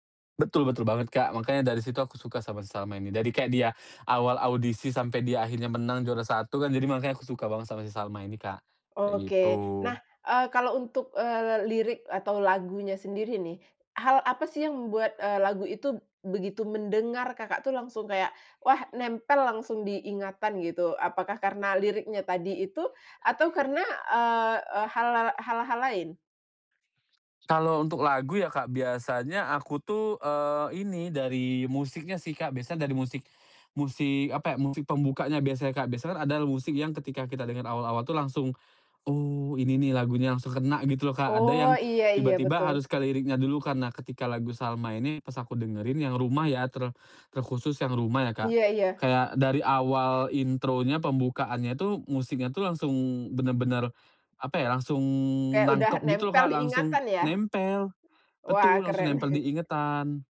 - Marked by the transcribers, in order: other background noise; tapping; chuckle
- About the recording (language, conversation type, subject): Indonesian, podcast, Siapa musisi lokal favoritmu?